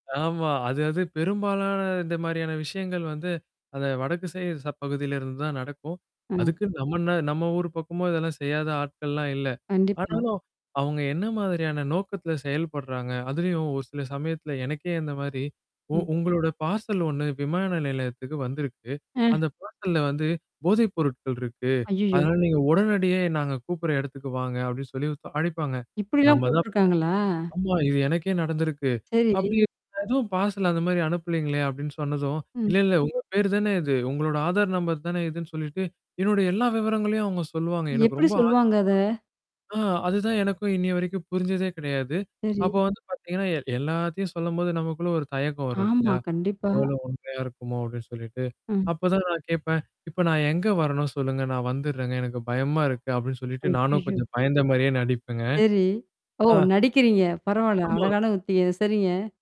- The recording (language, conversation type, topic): Tamil, podcast, எதிர்காலத்தில் தகவலின் நம்பகத்தன்மையை நாம் எப்படிப் பரிசோதிப்போம்?
- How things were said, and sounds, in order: other background noise; static; distorted speech; tapping; in English: "பார்சல்"; in English: "பார்சல்ல"; in English: "பார்சல்"; mechanical hum